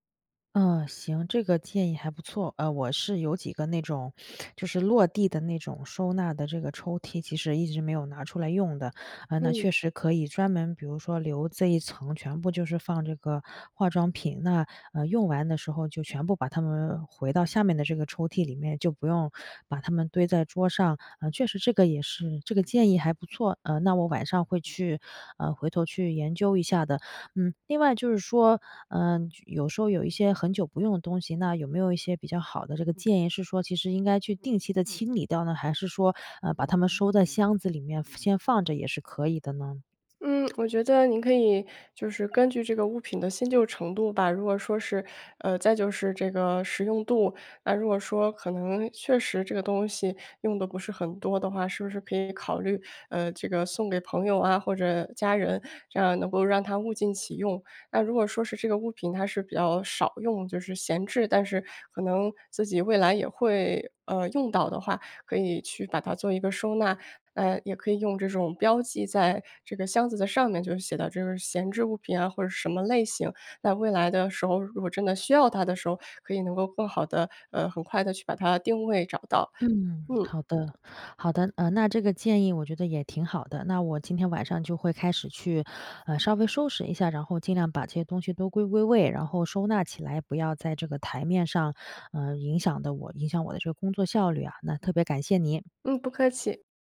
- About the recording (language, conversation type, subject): Chinese, advice, 我怎样才能保持工作区整洁，减少杂乱？
- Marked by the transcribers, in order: sniff; other background noise